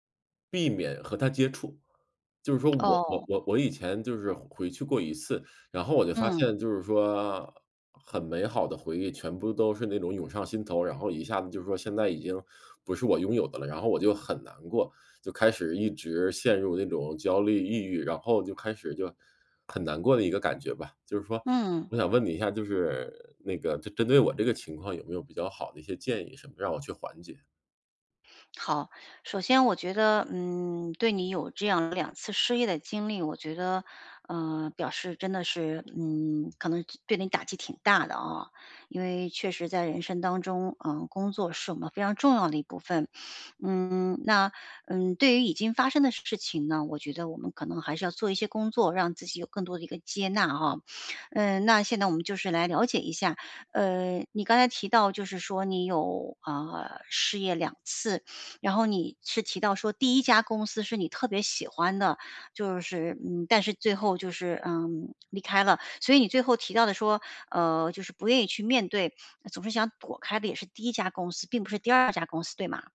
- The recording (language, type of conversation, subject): Chinese, advice, 回到熟悉的场景时我总会被触发进入不良模式，该怎么办？
- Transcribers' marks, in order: none